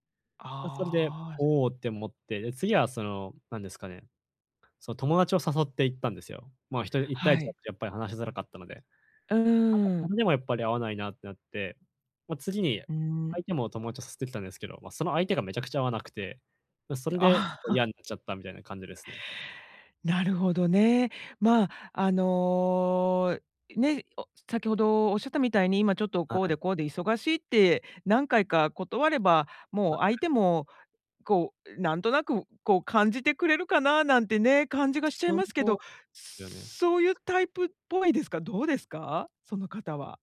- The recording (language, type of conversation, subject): Japanese, advice, 優しく、はっきり断るにはどうすればいいですか？
- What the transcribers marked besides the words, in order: laugh